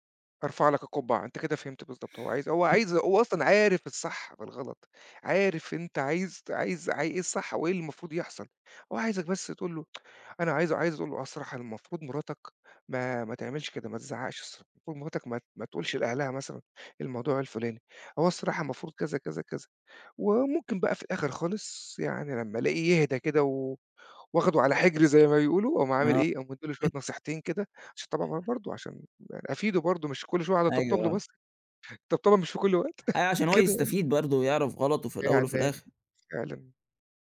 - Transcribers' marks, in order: tsk; unintelligible speech; chuckle
- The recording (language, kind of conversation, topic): Arabic, podcast, إزاي تعرف الفرق بين اللي طالب نصيحة واللي عايزك بس تسمع له؟